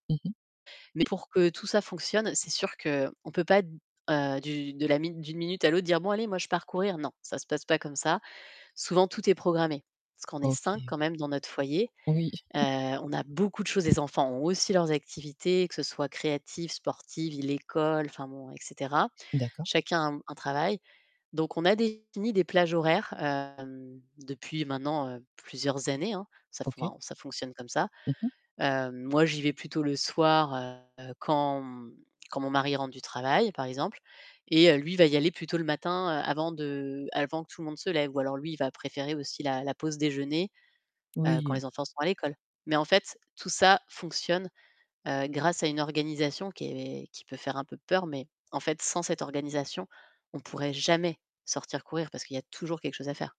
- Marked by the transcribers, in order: distorted speech; chuckle; stressed: "jamais"
- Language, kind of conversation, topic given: French, podcast, Qu’est-ce qui t’aide à maintenir une routine sur le long terme ?